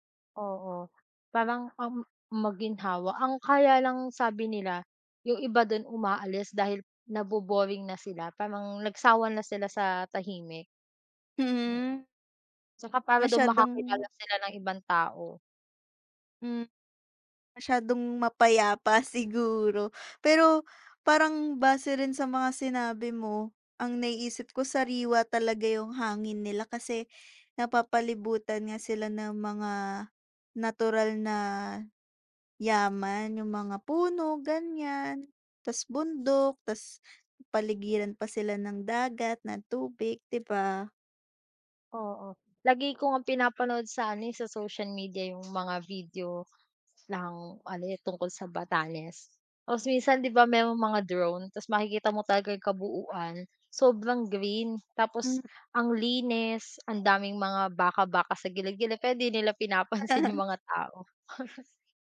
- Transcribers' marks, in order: other background noise; tapping; other noise; laughing while speaking: "pinapansin"; giggle; chuckle
- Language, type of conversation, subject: Filipino, unstructured, Paano nakaaapekto ang heograpiya ng Batanes sa pamumuhay ng mga tao roon?